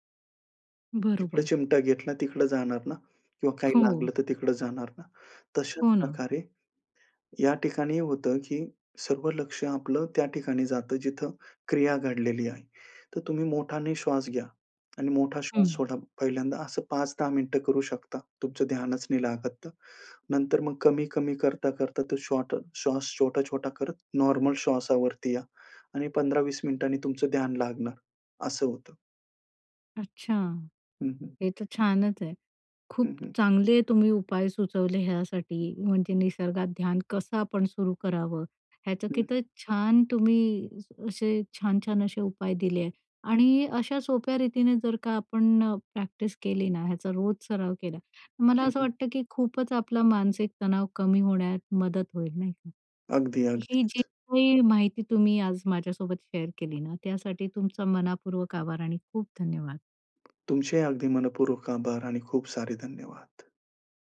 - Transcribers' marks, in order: tapping; in English: "शेअर"
- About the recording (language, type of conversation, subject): Marathi, podcast, निसर्गात ध्यान कसे सुरू कराल?